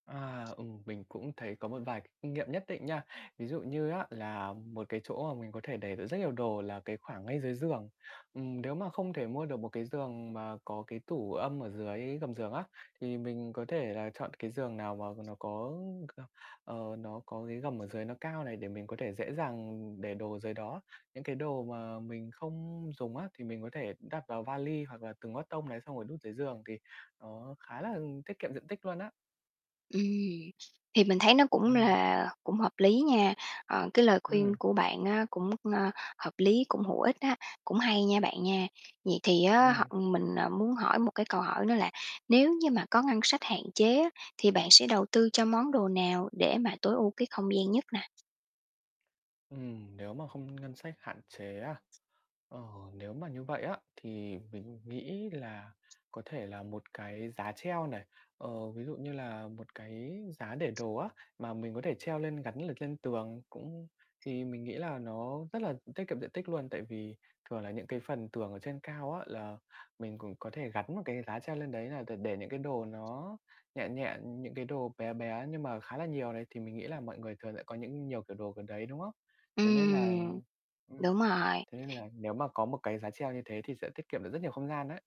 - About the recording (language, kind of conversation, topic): Vietnamese, podcast, Bạn tối ưu hóa không gian lưu trữ nhỏ như thế nào để đạt hiệu quả cao nhất?
- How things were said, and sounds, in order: static; other background noise; tapping; distorted speech